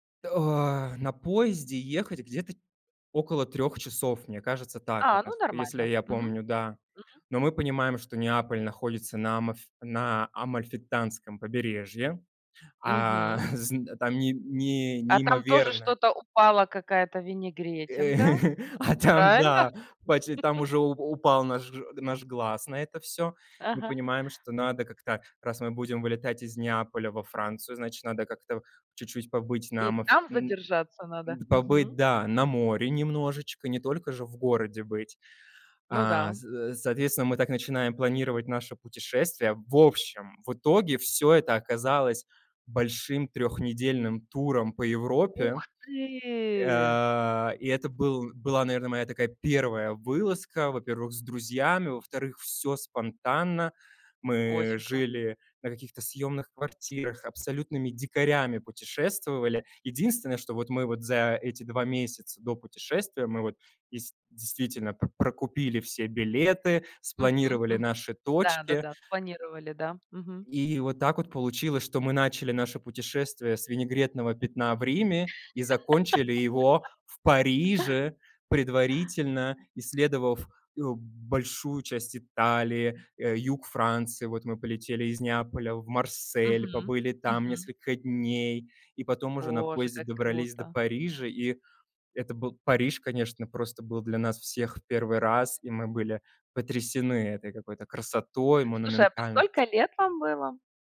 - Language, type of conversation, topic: Russian, podcast, Какое путешествие было твоим любимым и почему оно так запомнилось?
- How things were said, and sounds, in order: chuckle; laugh; laughing while speaking: "а там"; laugh; tapping; drawn out: "ты!"; other background noise; laugh; trusting: "в Париже"; trusting: "юг Франции. Вот мы полетели … там несколько дней"